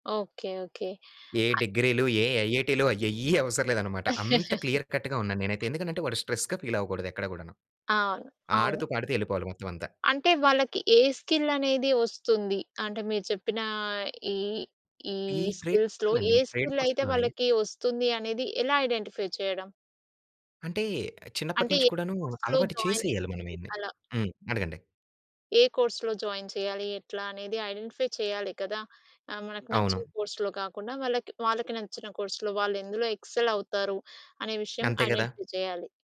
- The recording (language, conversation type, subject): Telugu, podcast, పిల్లల చదువు విషయంలో మీ కుటుంబానికి అత్యంత ముఖ్యమైన ఆశ ఏది?
- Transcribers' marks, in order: other noise; in English: "క్లియర్ కట్‌గా"; giggle; in English: "స్ట్రెస్‌గా ఫీల్"; in English: "స్కిల్"; in English: "స్కిల్స్‌లో"; in English: "ట్రేడ్"; in English: "స్కిల్"; in English: "ట్రేడ్ కోర్స్"; in English: "ఐడెంటిఫై"; in English: "కోర్స్‌లో జాయిన్"; in English: "కోర్స్‌లో జాయిన్"; in English: "ఐడెంటిఫై"; in English: "ఎక్సెల్"; in English: "ఐడెంటిఫై"